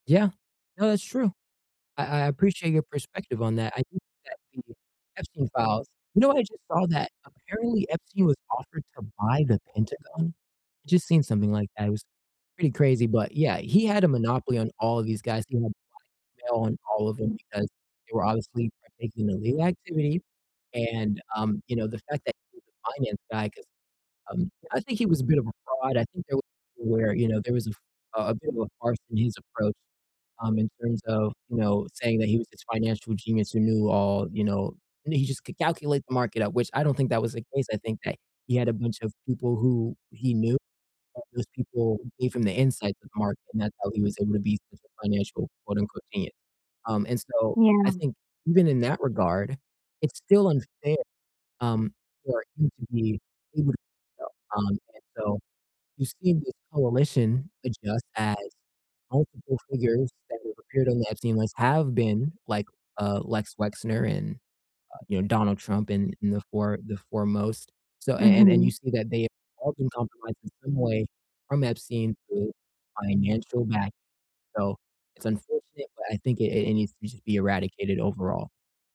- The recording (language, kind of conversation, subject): English, unstructured, What is your opinion on how money influences political decisions?
- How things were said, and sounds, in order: distorted speech; unintelligible speech; unintelligible speech